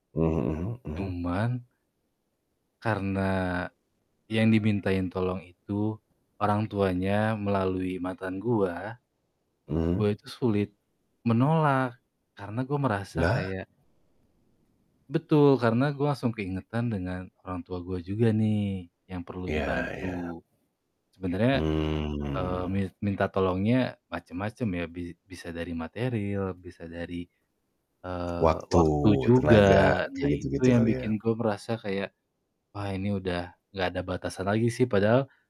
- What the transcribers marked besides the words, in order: other background noise; static; drawn out: "Mmm"
- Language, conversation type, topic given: Indonesian, advice, Bagaimana cara menentukan batasan dan memberi respons yang tepat ketika mantan sering menghubungi saya?